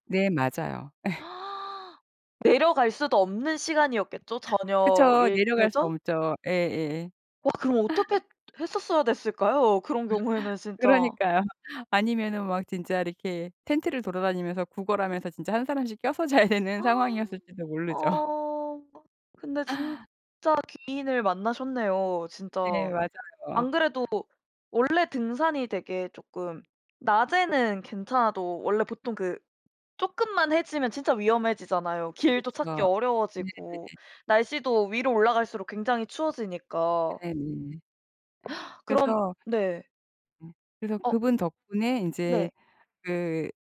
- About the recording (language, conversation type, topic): Korean, podcast, 등산이나 캠핑 중 큰 위기를 겪은 적이 있으신가요?
- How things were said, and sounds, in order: gasp; laugh; other background noise; laugh; laugh; laughing while speaking: "되는"; gasp; laughing while speaking: "모르죠"; gasp